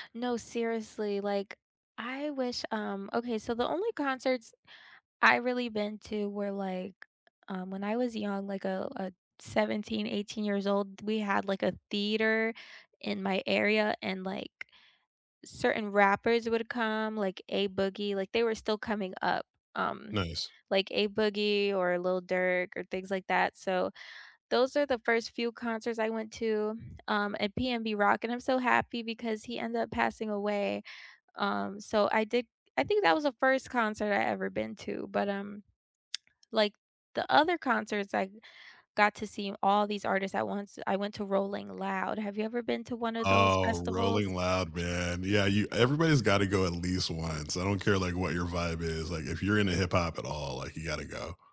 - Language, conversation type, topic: English, unstructured, What live performance moments—whether you were there in person or watching live on screen—gave you chills, and what made them unforgettable?
- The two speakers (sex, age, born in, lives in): female, 25-29, United States, United States; male, 40-44, United States, United States
- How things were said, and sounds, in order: none